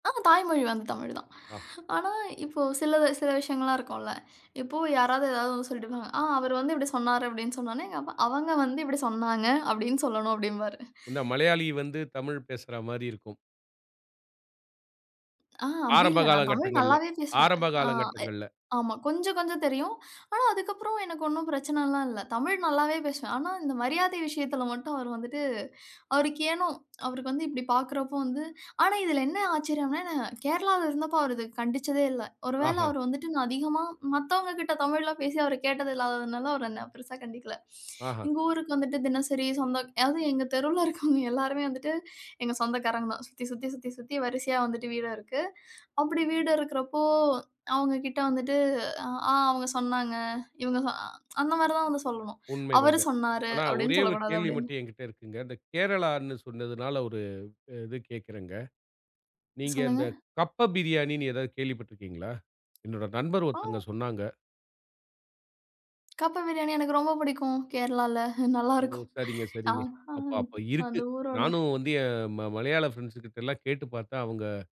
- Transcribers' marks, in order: laughing while speaking: "அப்டிம்பாரு"; laughing while speaking: "அதாவது எங்க தெருவுல இருக்கவங்க எல்லாருமே வந்துட்டு எங்க சொந்தக்காரங்க தான்"; other background noise; tsk; laughing while speaking: "நல்லா இருக்கும். ஆ ஆ, அந்த ஊரோட"; in English: "ஃபிரண்ட்ஸ்"
- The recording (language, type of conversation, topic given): Tamil, podcast, முதியோரை மதிப்பதற்காக உங்கள் குடும்பத்தில் பின்பற்றப்படும் நடைமுறைகள் என்னென்ன?